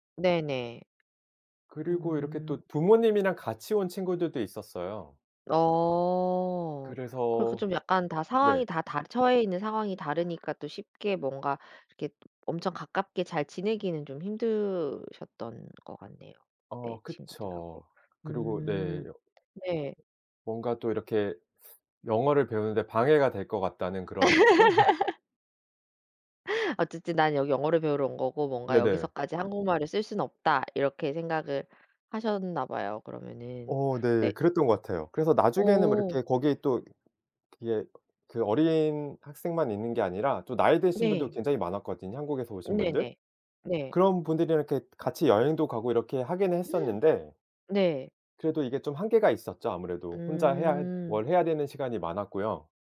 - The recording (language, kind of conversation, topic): Korean, podcast, 첫 혼자 여행은 어땠어요?
- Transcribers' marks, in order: tapping; other background noise; laugh; gasp